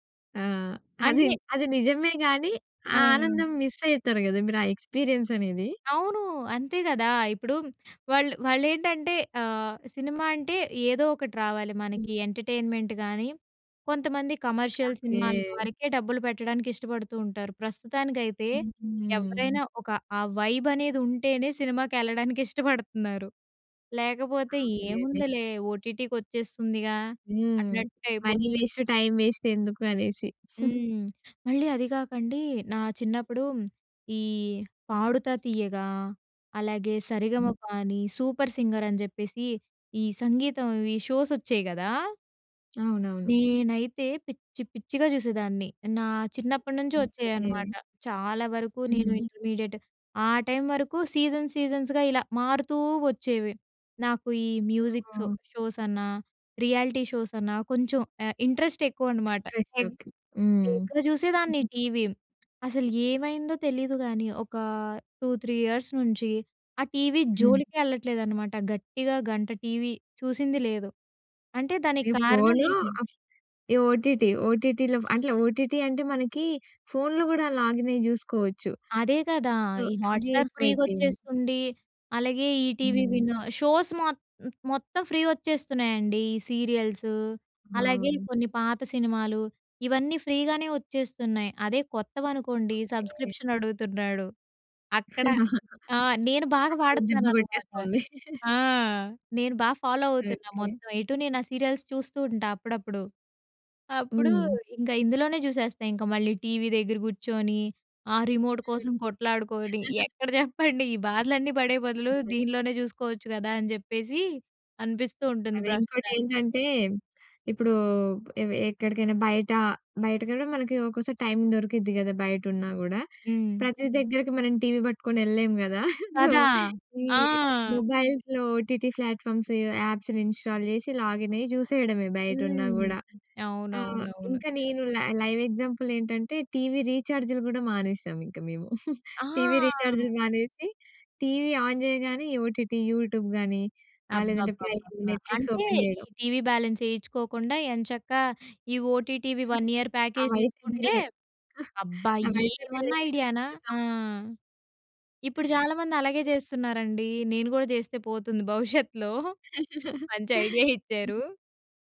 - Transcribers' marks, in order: in English: "మిస్"; in English: "ఎక్స్పీరియన్స్"; in English: "ఎంటర్టైన్మెంట్"; in English: "కమర్షియల్ సినిమాల"; in English: "వైబ్"; in English: "ఓటీటీకి"; in English: "మనీ వేస్ట్, టైం వేస్ట్"; chuckle; other background noise; in English: "షోస్"; in English: "ఇంటర్మీడియట్"; in English: "సీజన్ సీజన్స్‌గా"; in English: "మ్యూజిక్ షోస్"; in English: "రియాలిటీ షోస్"; in English: "ఇంట్రెస్ట్"; unintelligible speech; unintelligible speech; chuckle; in English: "టూ త్రీ ఇయర్స్"; in English: "ఓటీటీ ఓటీటీలో"; in English: "ఓటీటీ"; in English: "లాగిన్"; in English: "సో"; in English: "ఫ్రీగా"; in English: "షోస్"; in English: "ఫ్రీ"; in English: "ఫ్రీగానే"; in English: "సబ్స్క్రిప్షన్"; laughing while speaking: "అక్కడ దెబ్బ కొట్టేస్తుంది"; in English: "ఫాలో"; in English: "సీరియల్స్"; chuckle; other noise; chuckle; in English: "సో"; in English: "మొబైల్స్‌లో ఓటీటీ ప్లాట్‍ఫామ్స్ ఆప్స్ ఇన్స్టాల్"; in English: "లాగిన్"; in English: "లై లైవ్ ఎగ్జాంపుల్"; chuckle; drawn out: "ఆ!"; in English: "టీవీ ఆన్"; in English: "ఓటీటీ, యూట్యూబ్"; in English: "ఓపెన్"; in English: "బ్యాలెన్స్"; in English: "ఓటీటీవీ వన్ ఇయర్ ప్యాకేజ్"; in English: "వైఫై బిల్"; chuckle; in English: "వైఫై బిల్"; unintelligible speech; laugh; chuckle
- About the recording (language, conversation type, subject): Telugu, podcast, స్ట్రీమింగ్ వేదికలు ప్రాచుర్యంలోకి వచ్చిన తర్వాత టెలివిజన్ రూపం ఎలా మారింది?